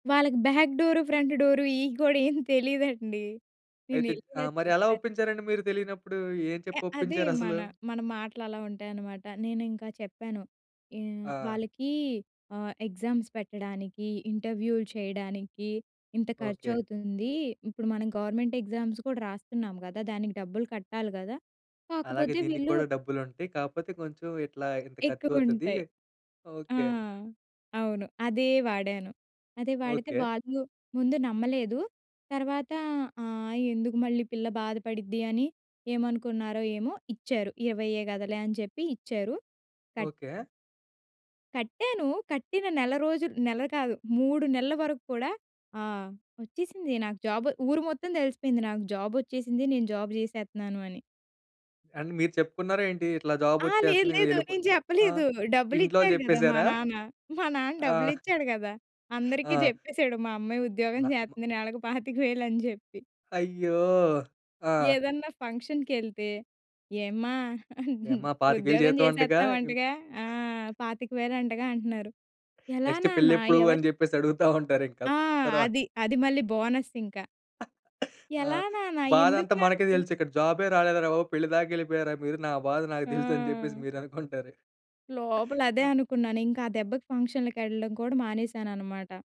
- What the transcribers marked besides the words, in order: chuckle; in English: "ఎగ్జామ్స్"; in English: "గవర్నమెంట్ ఎగ్జామ్స్"; tapping; other background noise; in English: "జాబ్"; in English: "అండ్"; in English: "జాబ్"; chuckle; laughing while speaking: "ఉద్యోగం చేస్తుంది నెలకు పాతిక వేలని చెప్పి"; in English: "ఫంక్షన్‌కెళ్తే"; giggle; giggle; in English: "నెక్స్ట్"; laughing while speaking: "అని చెప్పేసి అడుగుతా ఉంటారు ఇంకా"; chuckle; chuckle; other noise
- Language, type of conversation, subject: Telugu, podcast, మీరు చేసిన ఒక పెద్ద తప్పు నుంచి ఏమి నేర్చుకున్నారు?